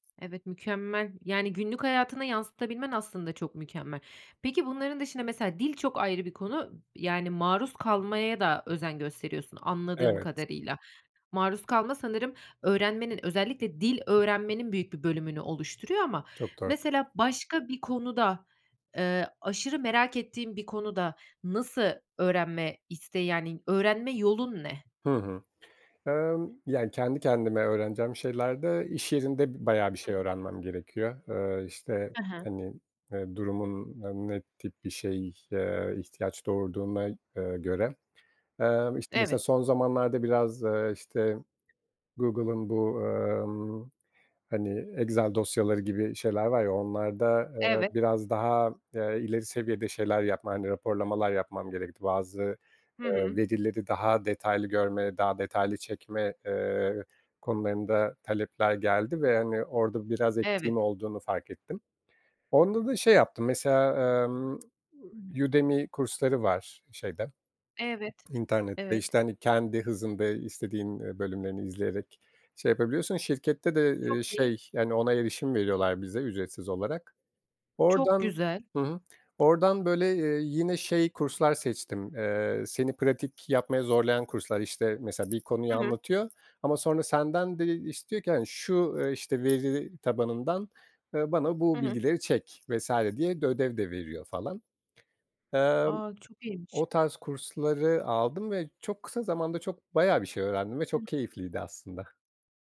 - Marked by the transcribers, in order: other background noise; other noise; tapping
- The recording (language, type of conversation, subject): Turkish, podcast, Kendi kendine öğrenmek mümkün mü, nasıl?